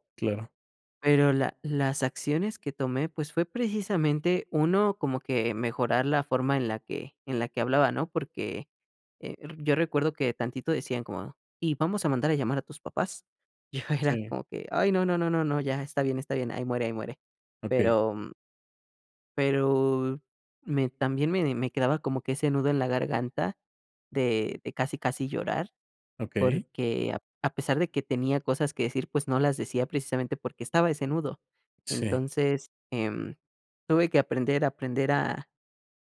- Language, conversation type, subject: Spanish, podcast, ¿Cuál fue un momento que cambió tu vida por completo?
- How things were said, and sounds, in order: put-on voice: "Y vamos a mandar a llamar a tus papás"; laughing while speaking: "Yo era"